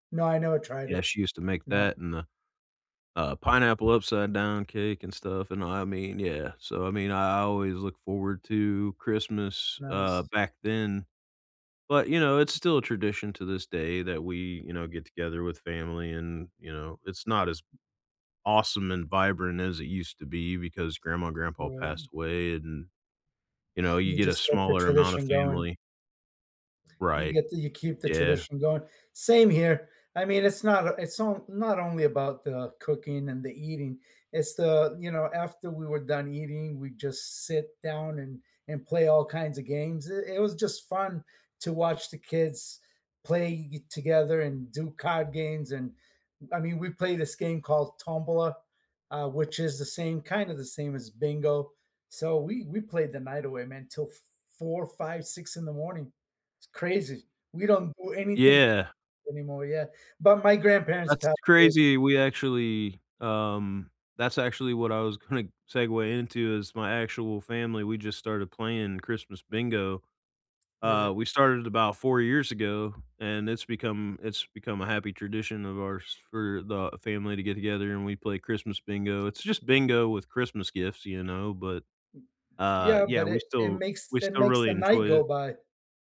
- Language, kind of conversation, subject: English, unstructured, What happy tradition do you look forward to every year?
- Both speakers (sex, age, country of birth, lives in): male, 40-44, United States, United States; male, 50-54, United States, United States
- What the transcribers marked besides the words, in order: tapping; other background noise; laughing while speaking: "gonna"